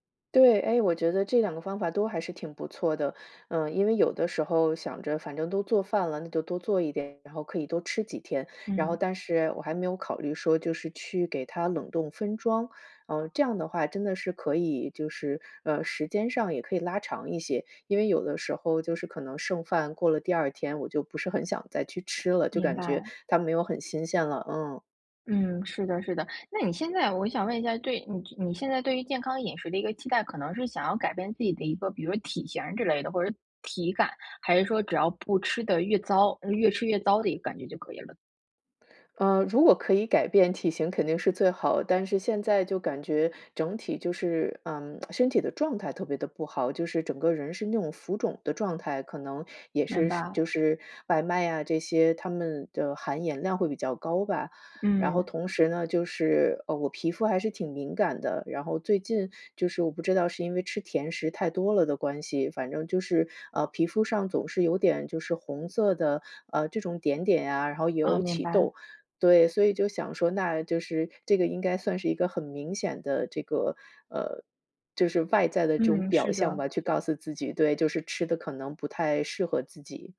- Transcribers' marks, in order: tapping; lip smack
- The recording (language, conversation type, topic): Chinese, advice, 我怎样在预算有限的情况下吃得更健康？